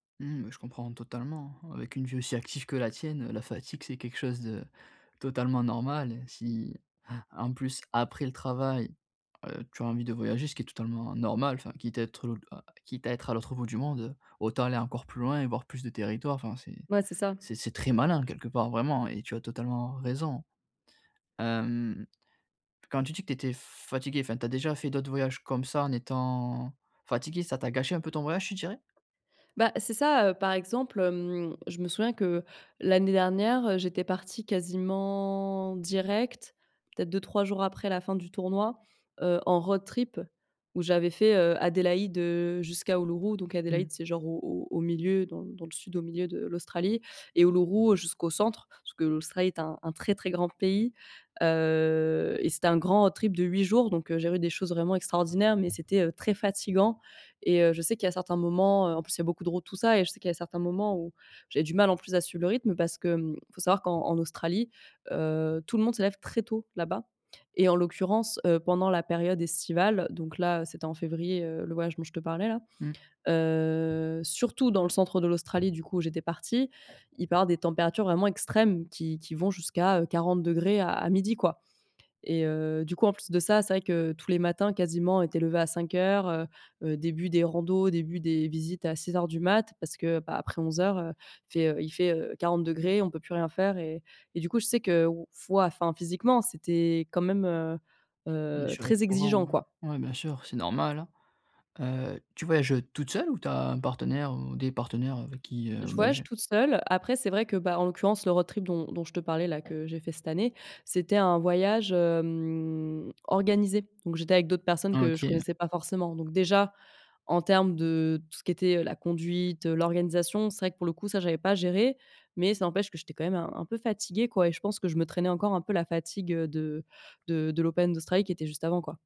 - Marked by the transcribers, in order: other background noise; stressed: "très"; drawn out: "quasiment"; in English: "road trip"; tapping; stressed: "très"; other noise; in English: "road trip"; drawn out: "hem"
- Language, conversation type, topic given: French, advice, Comment éviter l’épuisement et rester en forme pendant un voyage ?